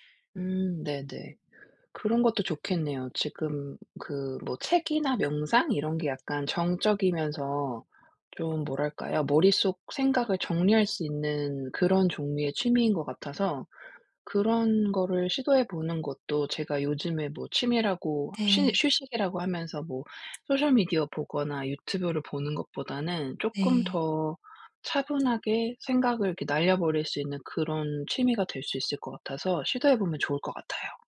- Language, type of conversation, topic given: Korean, advice, 집에서 쉬는 동안 불안하고 산만해서 영화·음악·책을 즐기기 어려울 때 어떻게 하면 좋을까요?
- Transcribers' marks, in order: other background noise; tapping